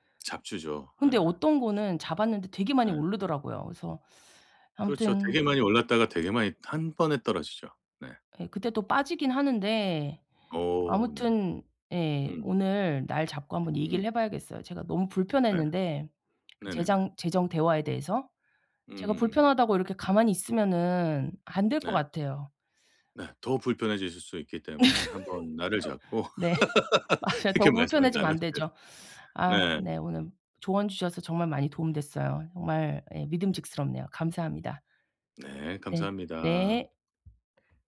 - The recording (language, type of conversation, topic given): Korean, advice, 가족과 돈 이야기를 편하게 시작하려면 어떻게 해야 할까요?
- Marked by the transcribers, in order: other background noise; laugh; laughing while speaking: "네. 맞아요. 더 불편해지면 안 되죠"; laugh